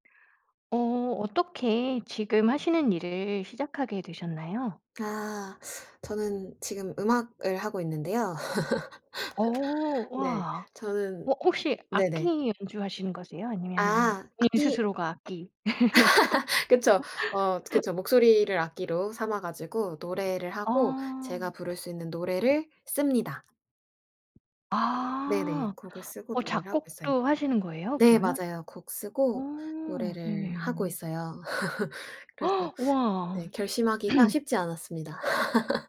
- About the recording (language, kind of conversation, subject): Korean, podcast, 지금 하시는 일을 시작하게 된 계기는 무엇인가요?
- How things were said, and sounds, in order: teeth sucking; laugh; laugh; other background noise; laugh; gasp; throat clearing; laugh